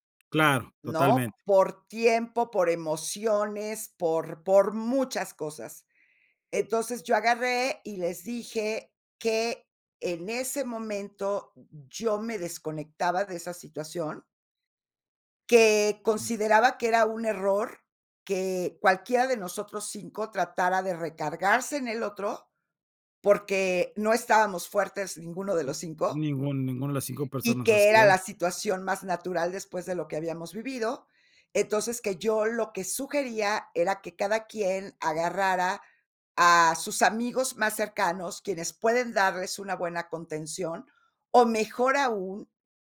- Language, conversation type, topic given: Spanish, podcast, ¿Qué acciones sencillas recomiendas para reconectar con otras personas?
- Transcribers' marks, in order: other background noise